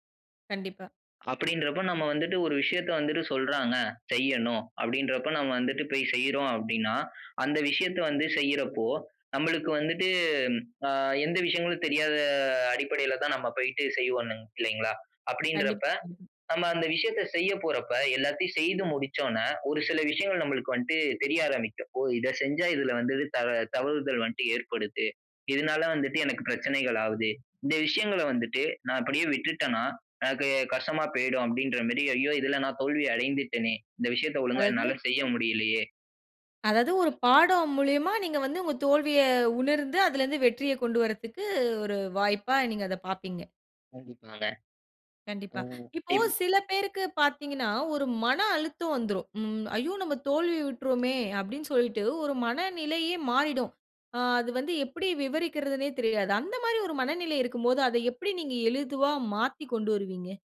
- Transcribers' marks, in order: other noise; other background noise; "எளிதில்" said as "எளிதுவா"
- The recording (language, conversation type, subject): Tamil, podcast, சிறிய தோல்விகள் உன்னை எப்படி மாற்றின?